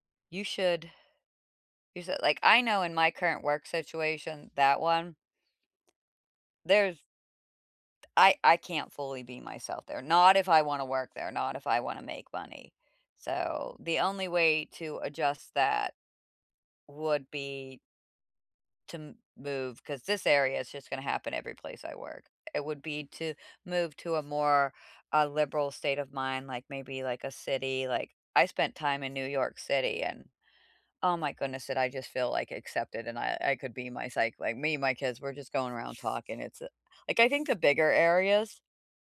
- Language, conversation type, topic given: English, unstructured, Have you ever changed something about yourself to fit in?
- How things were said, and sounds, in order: other background noise